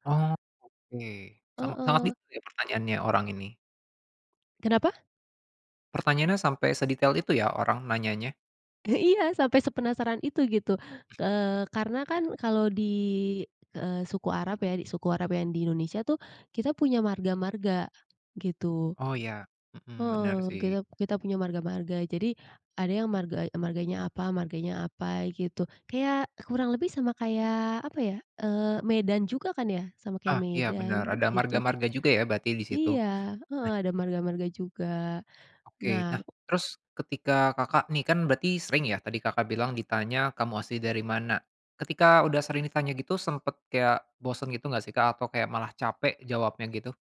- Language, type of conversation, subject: Indonesian, podcast, Pernah ditanya "Kamu asli dari mana?" bagaimana kamu menjawabnya?
- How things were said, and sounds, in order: other background noise; chuckle